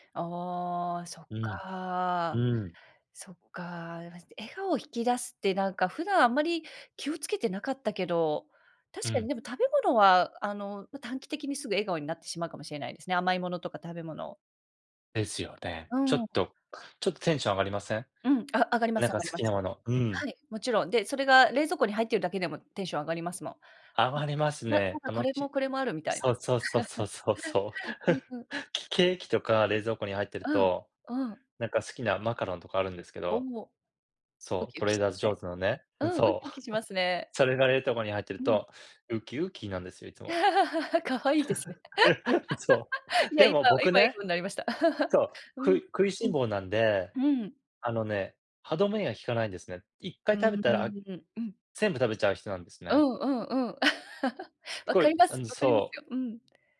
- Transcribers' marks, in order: laughing while speaking: "そう そう そう そう そう そう"; chuckle; laughing while speaking: "そう"; chuckle; chuckle; put-on voice: "ウキウキ"; laugh; laughing while speaking: "そう"; chuckle; chuckle
- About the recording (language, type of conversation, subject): Japanese, unstructured, あなたの笑顔を引き出すものは何ですか？
- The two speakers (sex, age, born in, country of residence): female, 40-44, Japan, United States; male, 40-44, Japan, United States